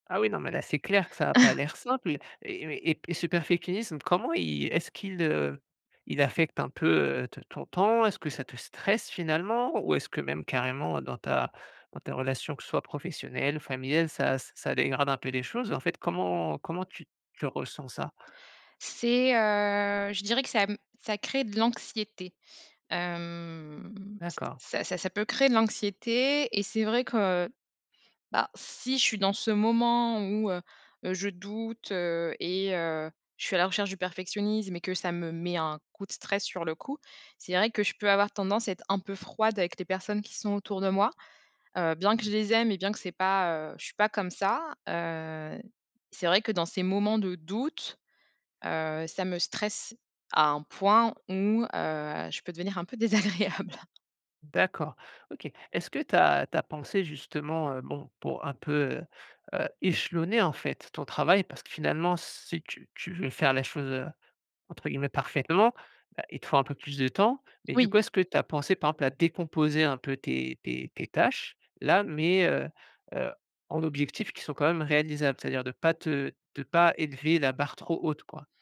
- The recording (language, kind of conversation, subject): French, advice, Comment le perfectionnisme bloque-t-il l’avancement de tes objectifs ?
- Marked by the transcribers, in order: chuckle; "perfectionnisme" said as "perfeclinisme"; drawn out: "hem"; laughing while speaking: "désagréable"; tapping; stressed: "échelonner"